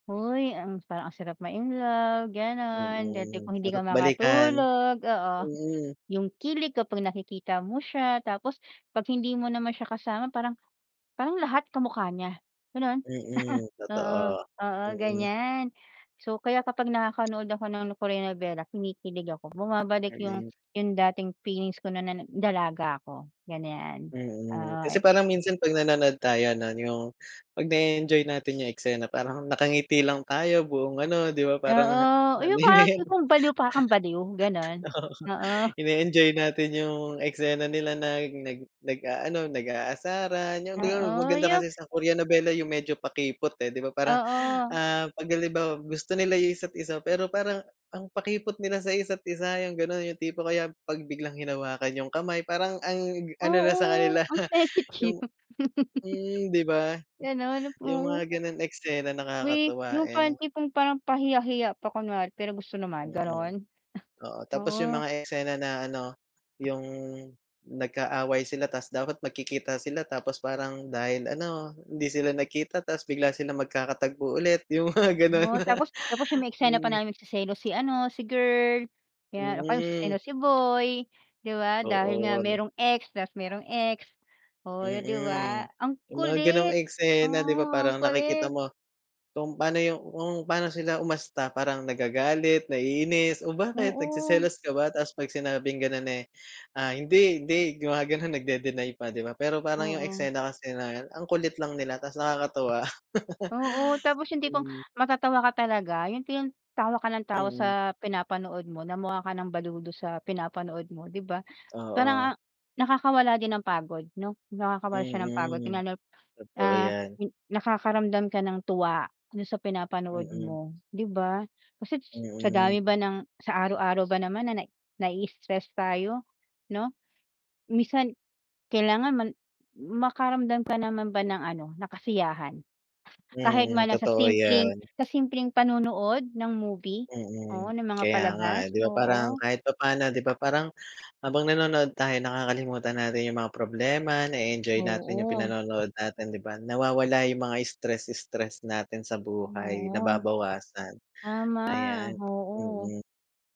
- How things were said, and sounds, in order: chuckle; laugh; laughing while speaking: "oo"; laughing while speaking: "sensitive"; laughing while speaking: "kanila"; chuckle; gasp; other background noise; laughing while speaking: "yung mga ganun"; laugh
- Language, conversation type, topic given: Filipino, unstructured, Ano ang nararamdaman mo kapag nanonood ka ng dramang palabas o romansa?